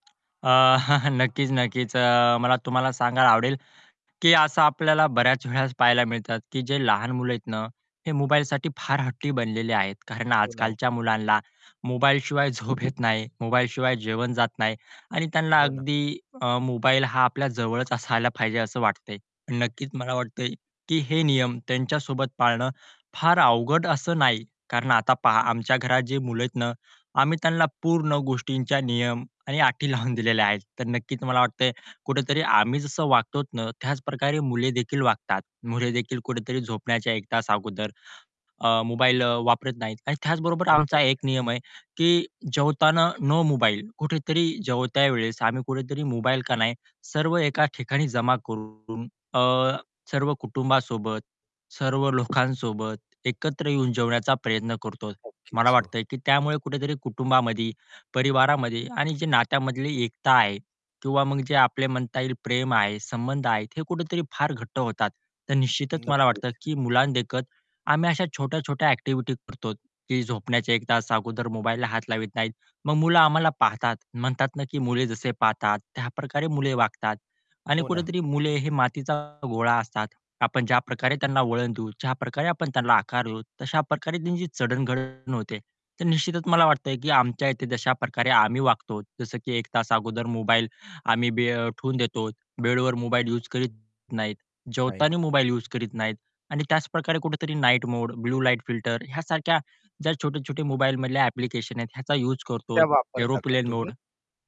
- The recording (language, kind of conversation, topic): Marathi, podcast, झोपण्यापूर्वी स्क्रीन वापरण्याबाबत तुमचे कोणते नियम आहेत?
- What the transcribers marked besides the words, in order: other background noise; chuckle; chuckle; laughing while speaking: "झोप"; laughing while speaking: "लावून"; static; unintelligible speech; distorted speech; tapping